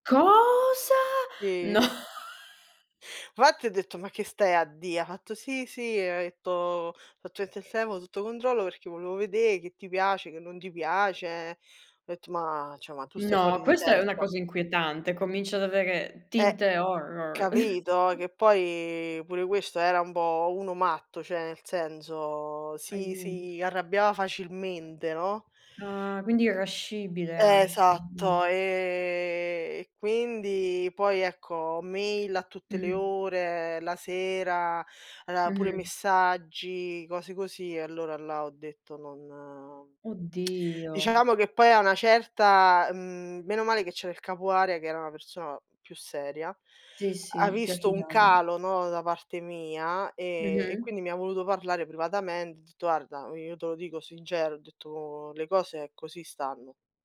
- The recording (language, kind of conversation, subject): Italian, unstructured, Hai mai vissuto in un ambiente di lavoro tossico?
- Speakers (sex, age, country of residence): female, 30-34, Italy; female, 30-34, Italy
- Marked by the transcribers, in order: stressed: "Cosa?"; laughing while speaking: "No"; unintelligible speech; chuckle; "cioè" said as "ceh"; "aveva" said as "avea"; tsk; "agitato" said as "acidado"